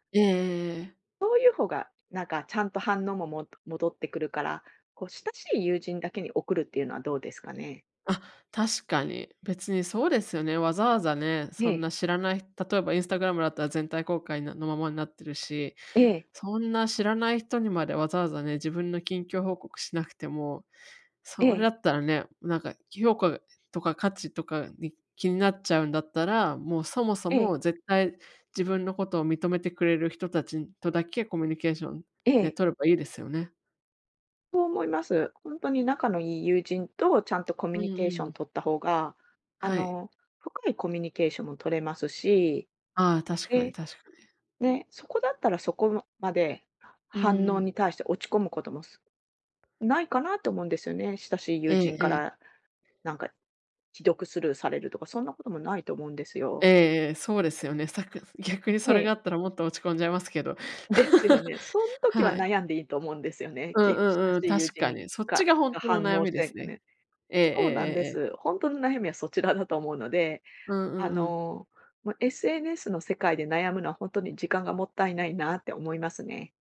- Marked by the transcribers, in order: tapping; other noise; laugh
- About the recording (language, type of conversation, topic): Japanese, advice, 他人の評価に自分の価値を左右されてしまうのをやめるには、どうすればいいですか？
- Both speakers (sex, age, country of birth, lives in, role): female, 35-39, Japan, United States, user; female, 45-49, Japan, Japan, advisor